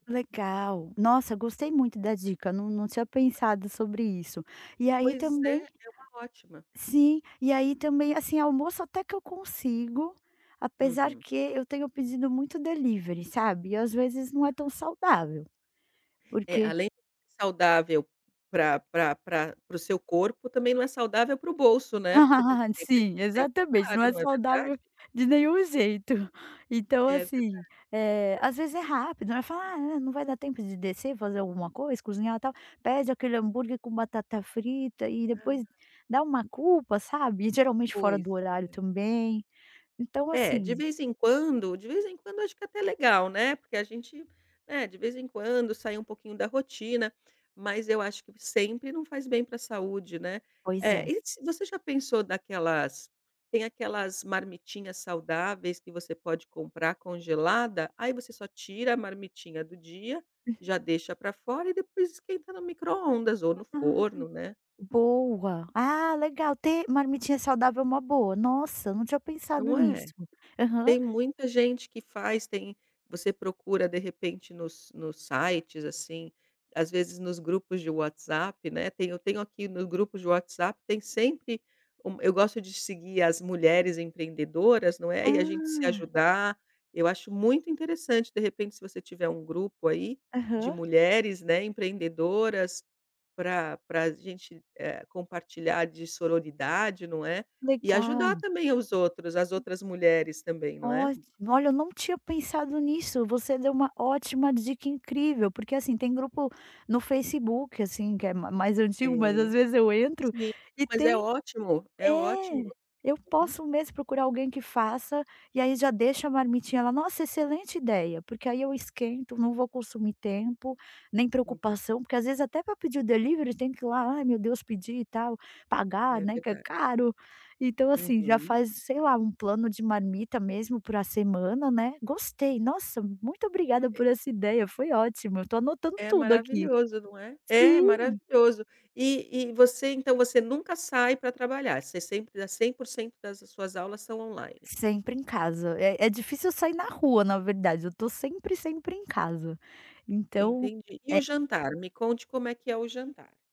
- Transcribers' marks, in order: tapping; chuckle; chuckle; other background noise
- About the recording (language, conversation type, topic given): Portuguese, advice, Como posso manter horários regulares para as refeições mesmo com pouco tempo?